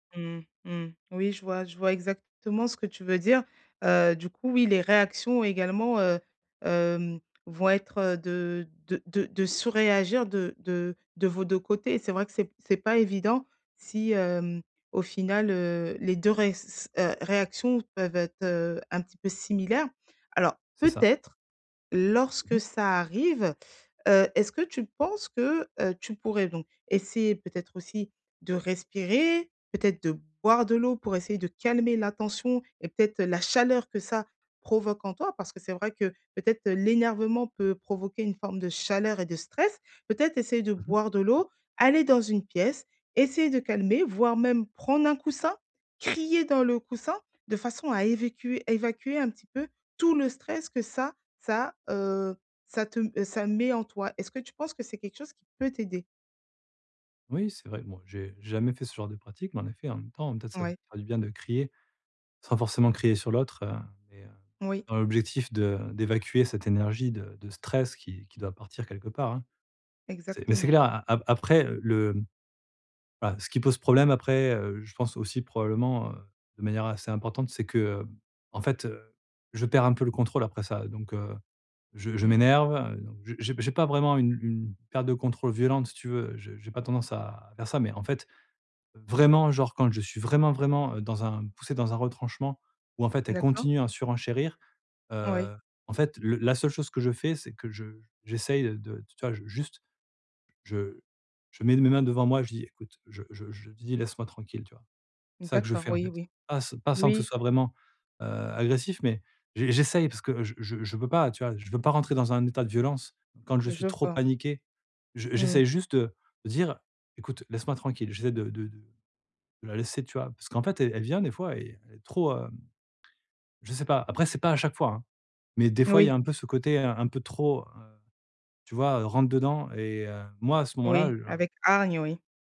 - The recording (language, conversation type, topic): French, advice, Comment arrêter de m’enfoncer après un petit faux pas ?
- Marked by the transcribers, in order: tapping; "évacuer-" said as "évécuer"; stressed: "stress"; stressed: "vraiment"; stressed: "vraiment vraiment"